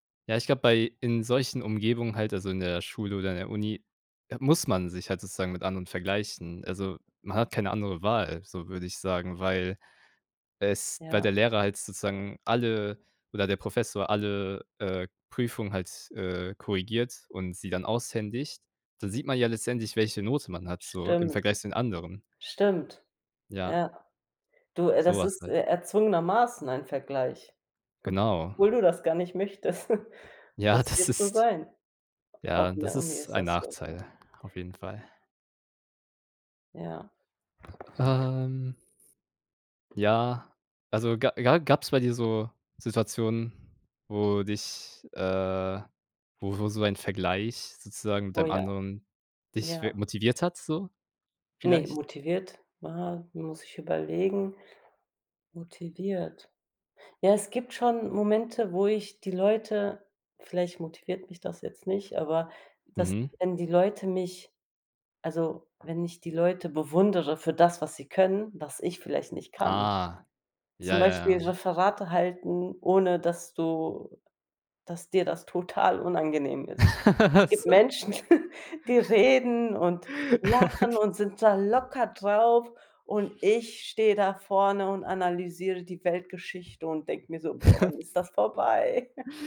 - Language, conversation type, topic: German, unstructured, Was hältst du von dem Leistungsdruck, der durch ständige Vergleiche mit anderen entsteht?
- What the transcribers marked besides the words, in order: chuckle; chuckle; laughing while speaking: "Ja, das ist"; other background noise; laugh; laughing while speaking: "Was?"; laughing while speaking: "Menschen"; chuckle; laugh; snort; chuckle